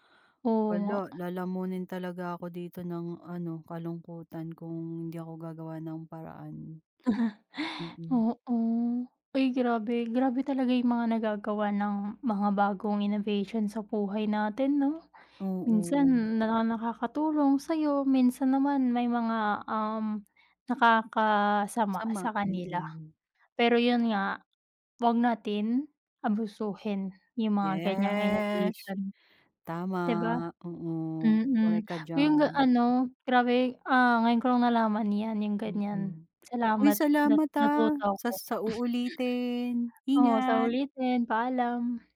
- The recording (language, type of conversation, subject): Filipino, unstructured, Ano ang pinaka-nakakagulat na inobasyon na nakita mo kamakailan?
- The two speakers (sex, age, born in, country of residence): female, 20-24, Philippines, Philippines; female, 35-39, Philippines, Philippines
- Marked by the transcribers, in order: chuckle; chuckle